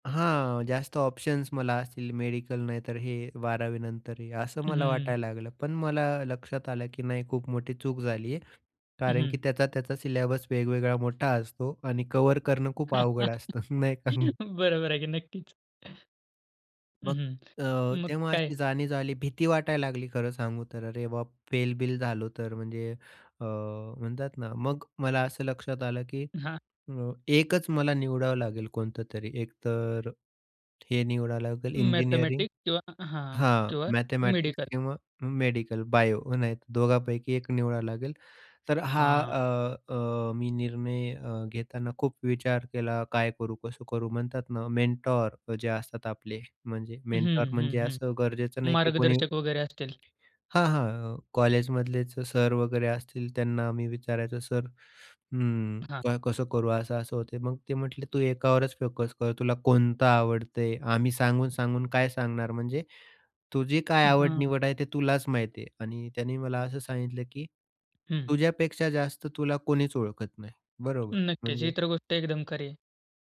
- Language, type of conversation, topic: Marathi, podcast, चुका झाल्यावर तुम्ही स्वतःमध्ये सुधारणा कशी करता?
- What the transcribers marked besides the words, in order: in English: "सिलेबस"; tapping; chuckle; laughing while speaking: "बरोबर आहे की नक्कीच"; laughing while speaking: "नाही का?"; chuckle; other background noise; in English: "मेंटॉर"; in English: "मेंटॉर"